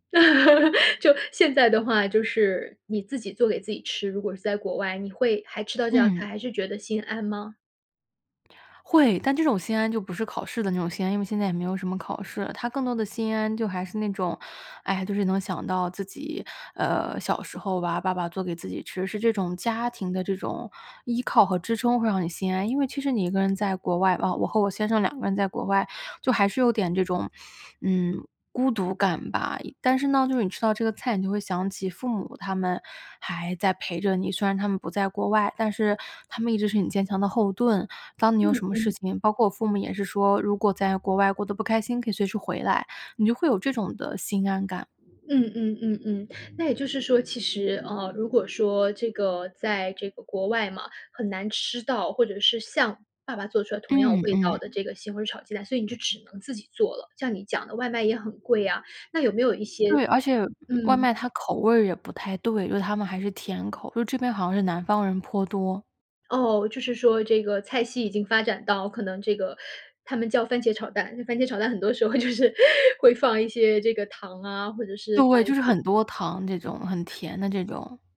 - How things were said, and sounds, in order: chuckle; other background noise; teeth sucking; tapping; laughing while speaking: "就是"; chuckle
- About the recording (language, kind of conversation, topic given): Chinese, podcast, 小时候哪道菜最能让你安心？